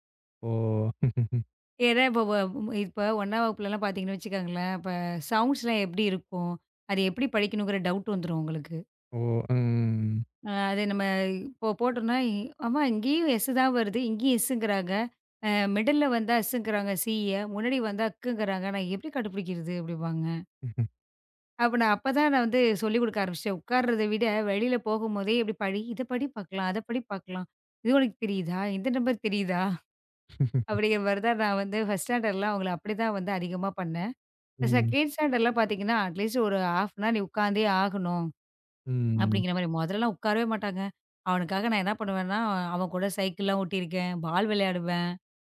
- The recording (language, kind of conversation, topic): Tamil, podcast, குழந்தைகளை படிப்பில் ஆர்வம் கொள்ளச் செய்வதில் உங்களுக்கு என்ன அனுபவம் இருக்கிறது?
- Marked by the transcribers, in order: laugh; in English: "சௌண்ட்ஸ்லாம்"; in English: "டவுட்"; drawn out: "ம்"; in English: "எஸ்"; in English: "எஸ்ங்கிறாங்க. மிடில்ல"; in English: "எஸ்ங்கிறாங்க. சி ய!"; chuckle; in English: "நம்பர்"; laugh; in English: "ஃபர்ஸ்ட் ஸ்டாண்டர்ட்டுலாம்"; in English: "செகண்ட் ஸ்டாண்டர்டுலாம்"; in English: "அட்லீஸ்ட், ஒரு ஹாஃபனார்"; drawn out: "ம்"